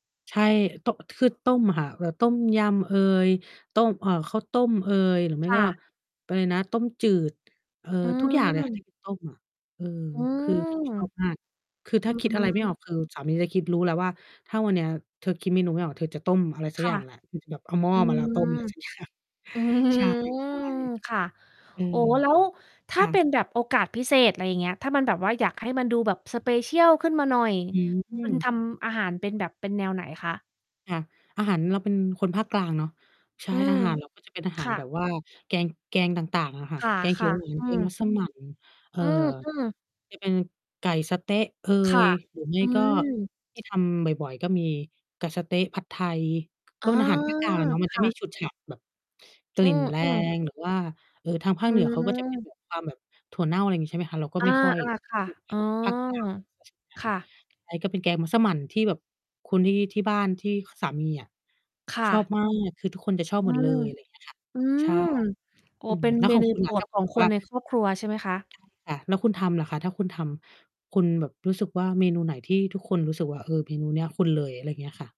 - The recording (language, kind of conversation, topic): Thai, unstructured, คุณคิดว่าอาหารแบบไหนที่กินแล้วมีความสุขที่สุด?
- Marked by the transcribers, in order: tapping; distorted speech; mechanical hum; laughing while speaking: "อืม"; laughing while speaking: "สักอย่าง"; other background noise; lip smack